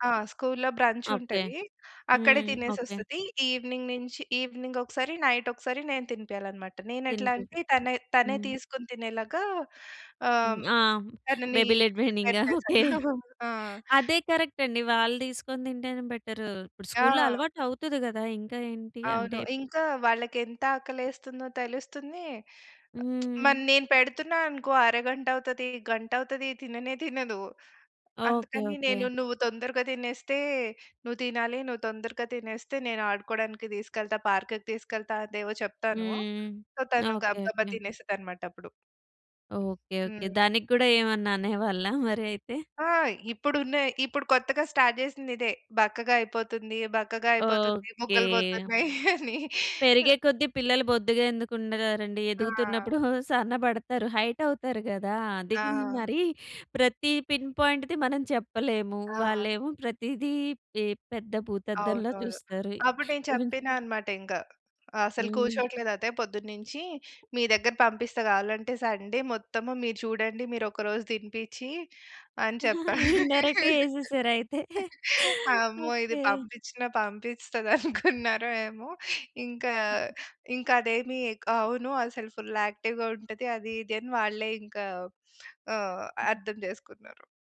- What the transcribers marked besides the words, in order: in English: "బ్రంచ్"; in English: "ఈవెనింగ్"; in English: "ఈవెనింగ్"; in English: "బేబీ లెడ్ వెండింగా?"; chuckle; in English: "ప్రిపేర్"; in English: "కరెక్ట్"; chuckle; in English: "బెటర్"; lip smack; in English: "పార్క్‌కి"; in English: "సో"; in English: "స్టార్ట్"; other background noise; laugh; chuckle; in English: "హైట్"; in English: "పిన్ పాయింట్‌ది"; other noise; in English: "సండే"; laughing while speaking: "ఇండైరెక్ట్‌గా ఎసేశారా అయితే. ఓకే"; in English: "ఇండైరెక్ట్‌గా"; laughing while speaking: "అమ్మో! ఇది పంపించినా పంపిస్తదనుకున్నారో ఏమో!"; in English: "ఫుల్ యాక్టివ్‌గా"
- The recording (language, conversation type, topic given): Telugu, podcast, నిరంతర ఒత్తిడికి బాధపడినప్పుడు మీరు తీసుకునే మొదటి మూడు చర్యలు ఏవి?
- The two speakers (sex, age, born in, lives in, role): female, 30-34, India, India, host; female, 40-44, India, India, guest